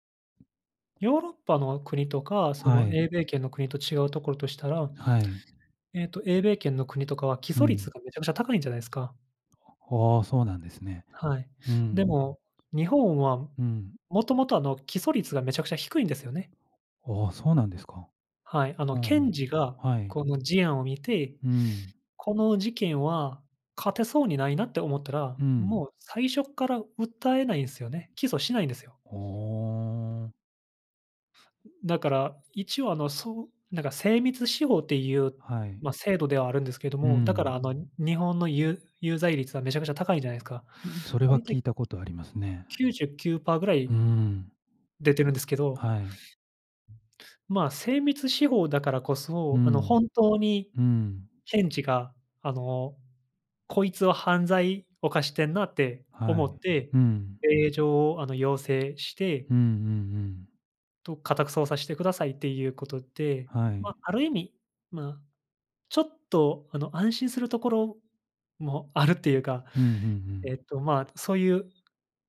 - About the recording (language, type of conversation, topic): Japanese, unstructured, 政府の役割はどこまであるべきだと思いますか？
- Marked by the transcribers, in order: tapping; other noise